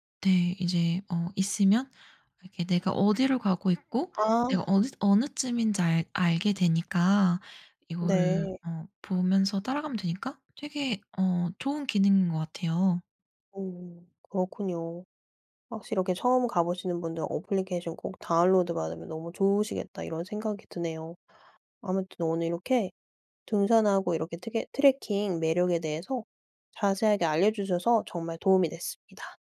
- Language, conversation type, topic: Korean, podcast, 등산이나 트레킹은 어떤 점이 가장 매력적이라고 생각하시나요?
- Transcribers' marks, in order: tapping